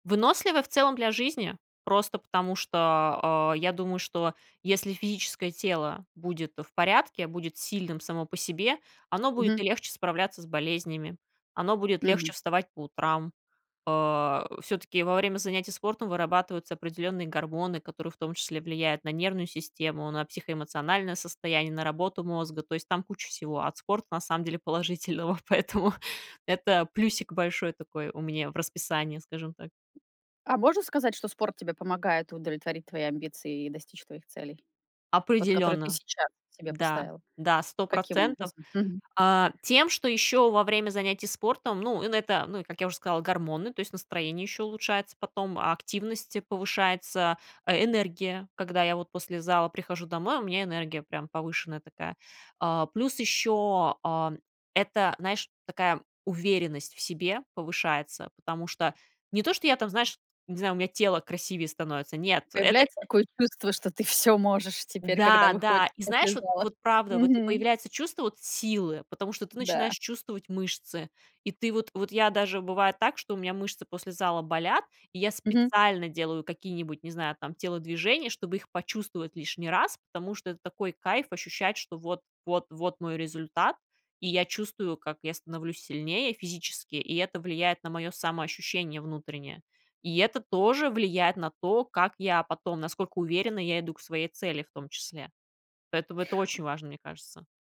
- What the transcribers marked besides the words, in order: laughing while speaking: "поэтому"; tapping; joyful: "что ты всё можешь теперь, когда выходишь в после зала"; stressed: "силы"
- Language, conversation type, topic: Russian, podcast, Что для тебя важнее: амбиции или удовольствие?